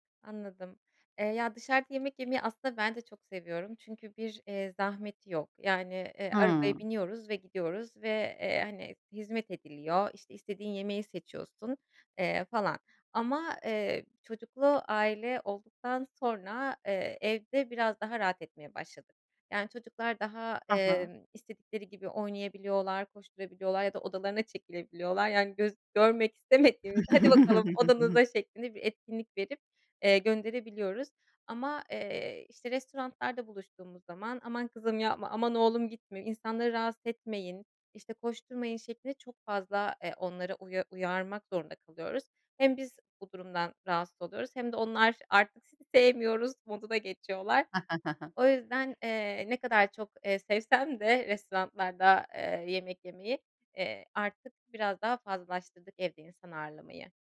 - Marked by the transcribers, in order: tapping; chuckle; "restoranlarda" said as "restorantlarda"; chuckle; other background noise; "restoranlarda" said as "restorantlarda"
- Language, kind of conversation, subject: Turkish, podcast, Bütçe kısıtlıysa kutlama yemeğini nasıl hazırlarsın?